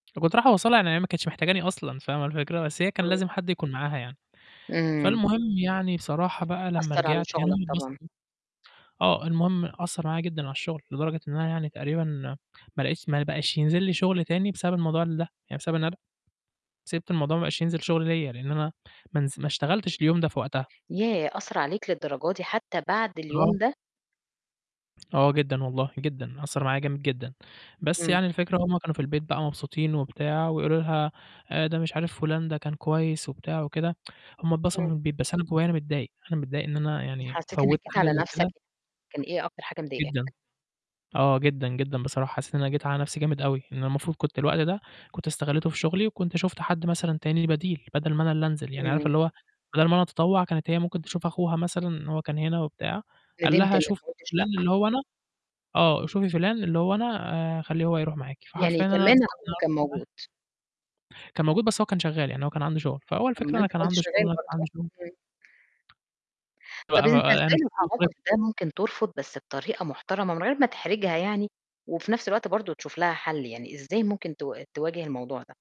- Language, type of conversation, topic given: Arabic, podcast, إزاي تتعلم تقول لأ من غير ما تحس بالذنب؟
- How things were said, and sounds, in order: tapping; other background noise; "ده" said as "اله"; tsk; distorted speech; unintelligible speech